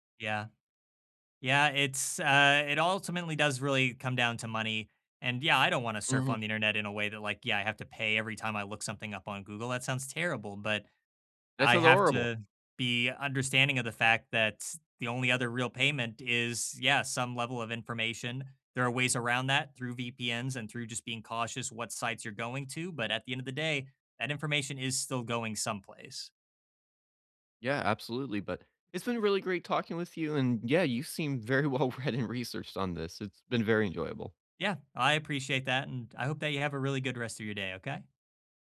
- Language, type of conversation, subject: English, unstructured, How do you feel about ads tracking what you do online?
- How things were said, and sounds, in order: laughing while speaking: "very well read and"